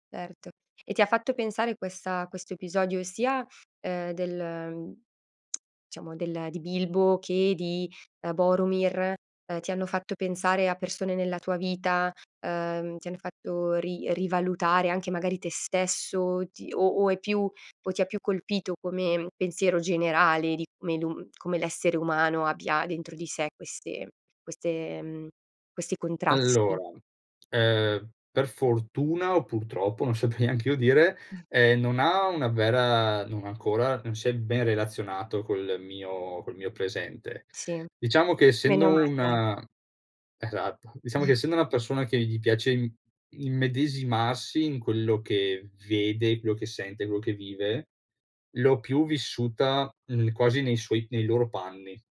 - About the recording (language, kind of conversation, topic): Italian, podcast, Raccontami del film che ti ha cambiato la vita
- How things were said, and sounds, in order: tongue click; "diciamo" said as "ciamo"; laughing while speaking: "saprei"; snort; chuckle